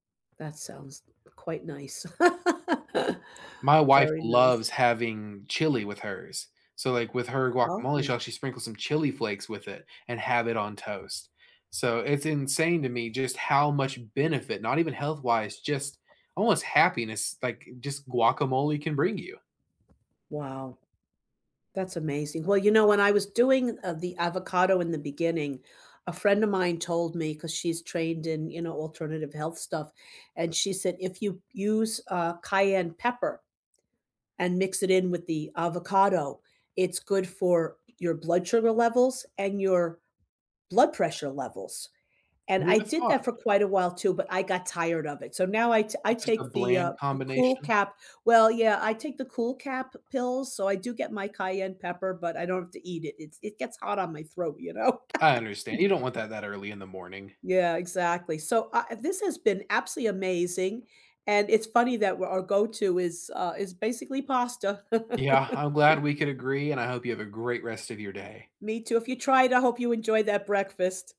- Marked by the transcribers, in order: other background noise; laugh; laugh; chuckle
- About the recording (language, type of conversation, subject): English, unstructured, What food could you eat every day without getting bored?
- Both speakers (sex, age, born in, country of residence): female, 65-69, United States, United States; male, 20-24, United States, United States